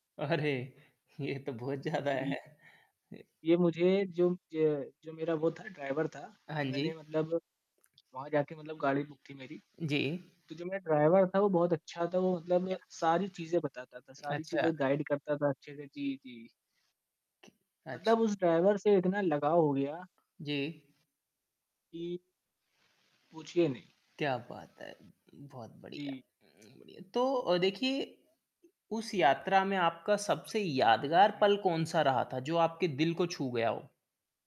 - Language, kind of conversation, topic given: Hindi, podcast, आपकी सबसे यादगार यात्रा कौन सी रही?
- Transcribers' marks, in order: laughing while speaking: "अरे! ये तो बहुत ज़्यादा है"; static; in English: "गाइड"